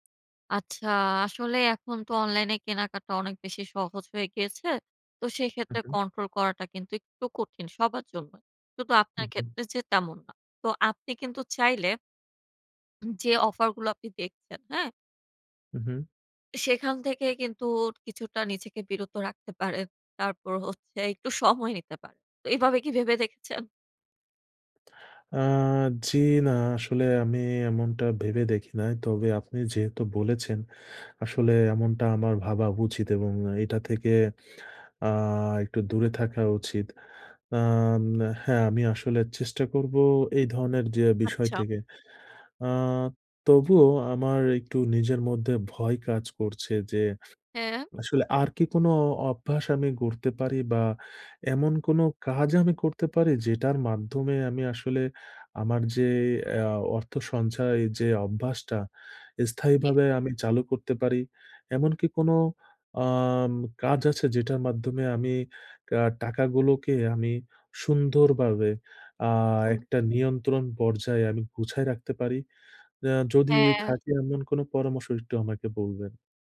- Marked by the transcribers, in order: tapping; horn; "সুন্দরভাবে" said as "সুন্দরবাবে"
- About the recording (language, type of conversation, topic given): Bengali, advice, আর্থিক সঞ্চয় শুরু করে তা ধারাবাহিকভাবে চালিয়ে যাওয়ার স্থায়ী অভ্যাস গড়তে আমার কেন সমস্যা হচ্ছে?